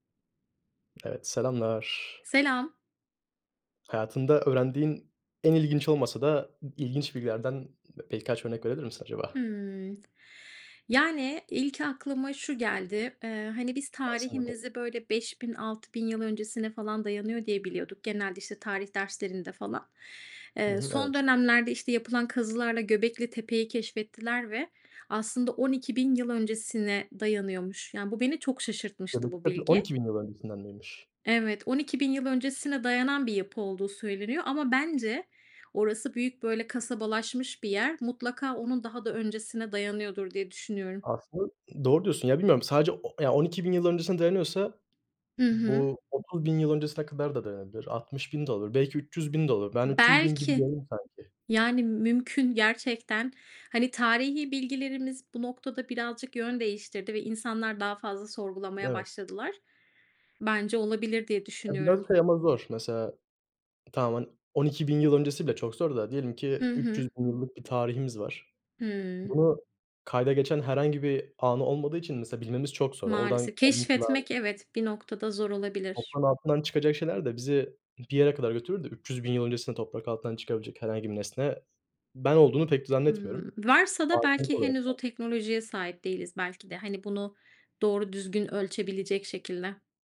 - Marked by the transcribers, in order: tapping; other background noise; other noise; unintelligible speech; unintelligible speech
- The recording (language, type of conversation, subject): Turkish, unstructured, Hayatında öğrendiğin en ilginç bilgi neydi?
- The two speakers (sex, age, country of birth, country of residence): female, 35-39, Turkey, United States; male, 20-24, Turkey, Hungary